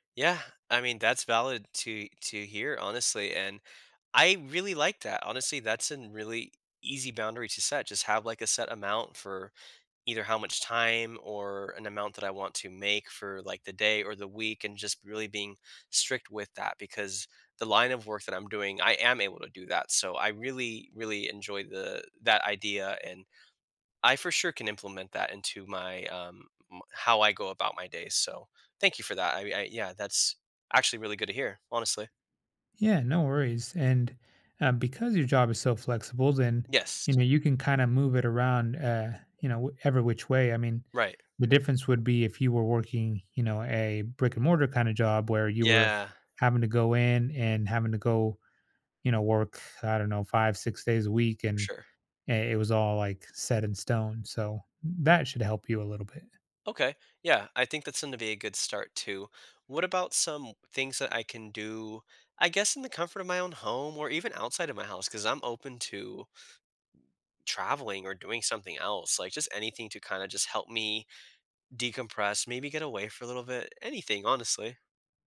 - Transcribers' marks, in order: tapping; other background noise
- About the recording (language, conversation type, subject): English, advice, How can I relax and unwind after a busy day?